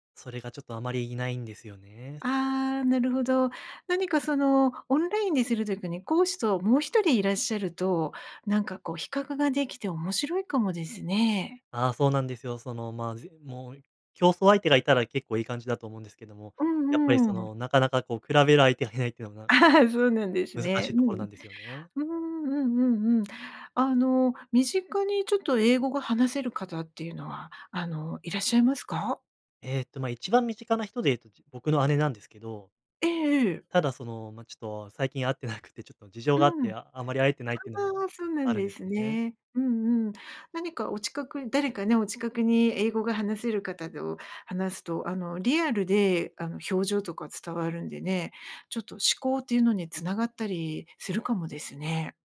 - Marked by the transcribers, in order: laughing while speaking: "いないっていうの"; laugh; laughing while speaking: "なくて"
- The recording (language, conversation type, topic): Japanese, advice, 進捗が見えず達成感を感じられない